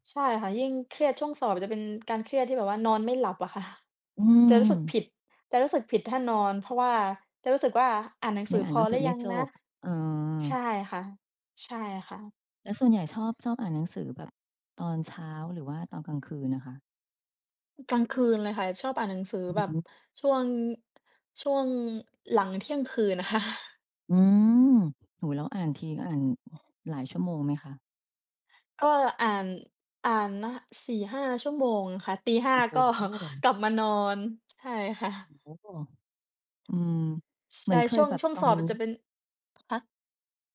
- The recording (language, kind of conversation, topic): Thai, unstructured, เวลารู้สึกเครียด คุณมักทำอะไรเพื่อผ่อนคลาย?
- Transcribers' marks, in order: tapping; laughing while speaking: "ค่ะ"; other background noise